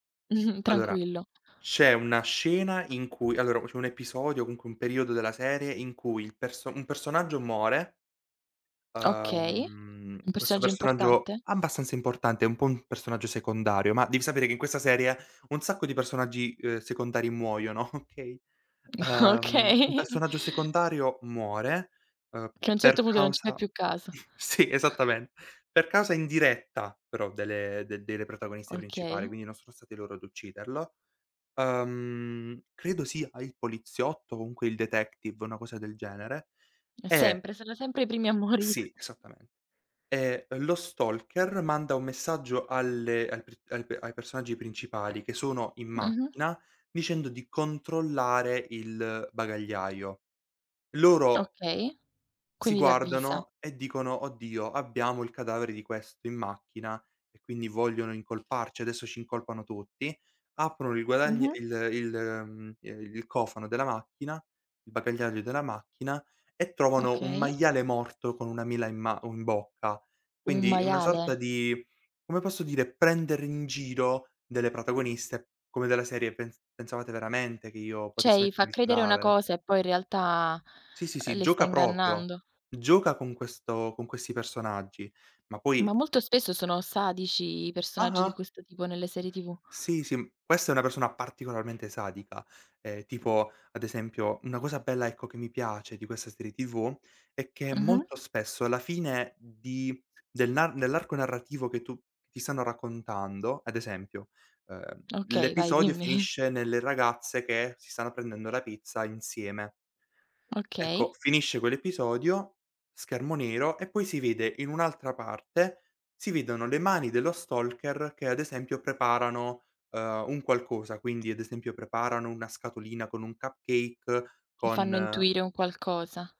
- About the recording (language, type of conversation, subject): Italian, podcast, Qual è una serie televisiva che consigli sempre ai tuoi amici?
- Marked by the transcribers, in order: chuckle; other background noise; drawn out: "Uhm"; laughing while speaking: "Okay"; chuckle; chuckle; tapping; "ci" said as "sci"; surprised: "Un maiale?"; "Cioè" said as "ceh"; laughing while speaking: "dimmi"; in English: "cupcake"